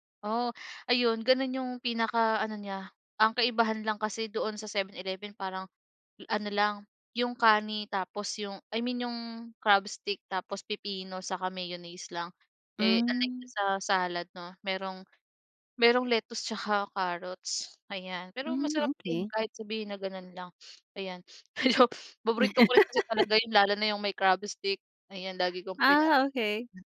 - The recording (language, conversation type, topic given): Filipino, podcast, Ano ang paborito mong pagkaing pampalubag-loob, at bakit ito nakakapawi ng lungkot?
- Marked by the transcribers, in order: sniff; laugh